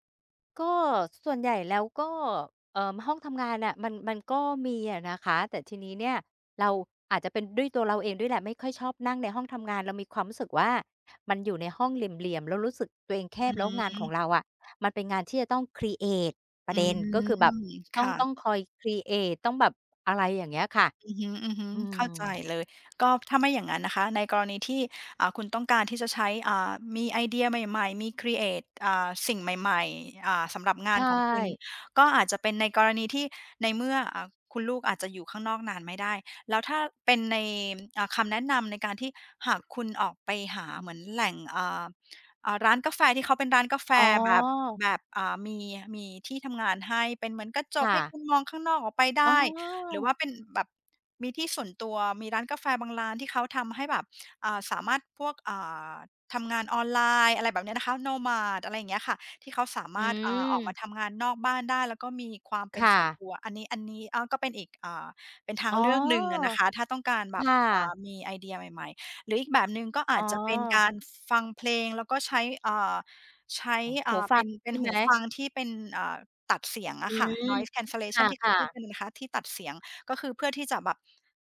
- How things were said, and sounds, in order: drawn out: "อืม"; in English: "ครีเอต"; in English: "ครีเอต"; in English: "ครีเอต"; drawn out: "อ้อ"; in English: "nomad"; tapping; in English: "noise cancellation"
- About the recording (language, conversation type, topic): Thai, advice, สภาพแวดล้อมที่บ้านหรือที่ออฟฟิศทำให้คุณโฟกัสไม่ได้อย่างไร?